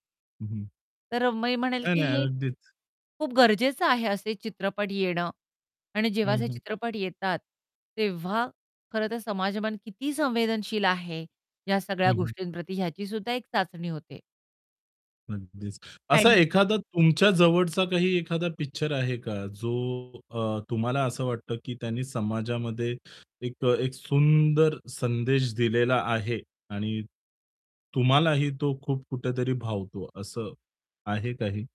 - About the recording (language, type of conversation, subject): Marathi, podcast, सामाजिक संदेश असलेला चित्रपट कथानक आणि मनोरंजन यांचा समतोल राखून कसा घडवाल?
- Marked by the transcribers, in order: other background noise; static; unintelligible speech; distorted speech